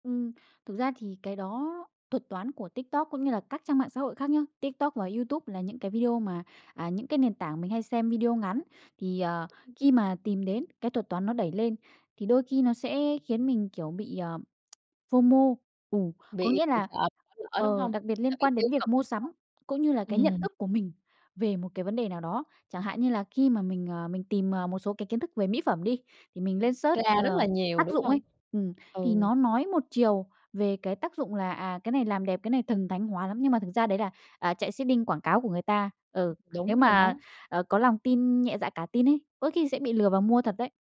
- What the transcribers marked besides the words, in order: tapping; unintelligible speech; in English: "phô mô"; in English: "search"; other background noise; in English: "seeding"
- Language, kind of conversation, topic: Vietnamese, podcast, Theo bạn, mạng xã hội đã thay đổi cách chúng ta thưởng thức giải trí như thế nào?